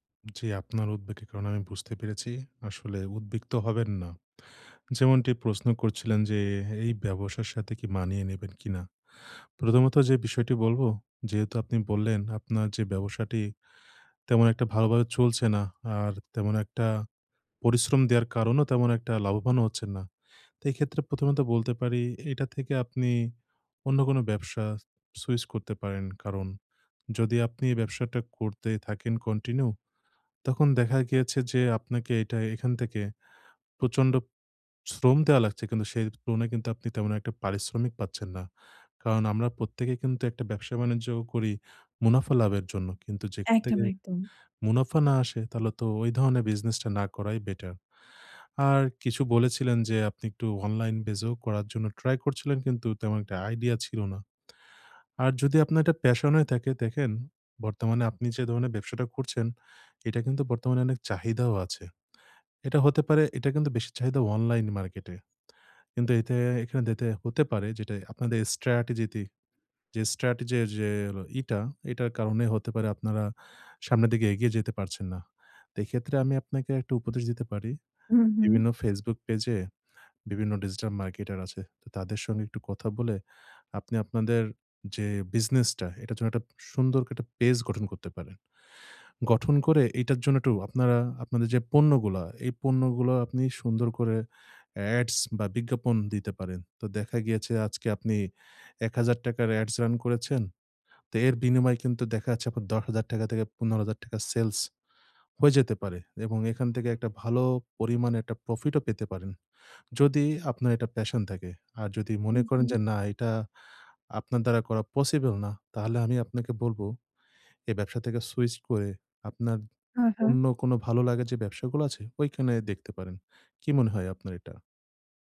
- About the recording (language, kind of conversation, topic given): Bengali, advice, মানসিক নমনীয়তা গড়ে তুলে আমি কীভাবে দ্রুত ও শান্তভাবে পরিবর্তনের সঙ্গে মানিয়ে নিতে পারি?
- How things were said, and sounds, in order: "উদ্বিগ্ন" said as "উদবিক্ত"; in English: "strategity"; "strategy" said as "strategity"; in English: "strategy"; in English: "digital marketer"; in English: "passion"